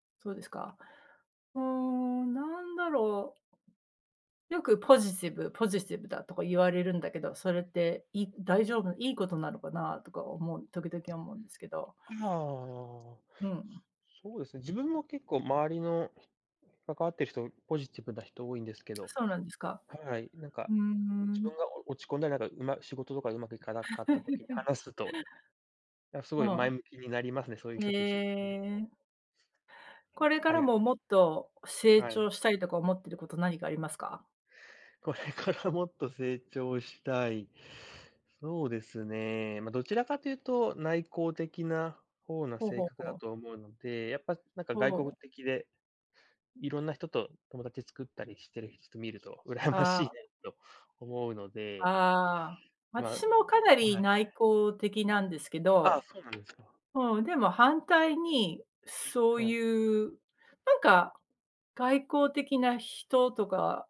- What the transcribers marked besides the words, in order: laugh; laughing while speaking: "羨ましいねと"; other background noise
- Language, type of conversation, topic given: Japanese, unstructured, 最近、自分が成長したと感じたことは何ですか？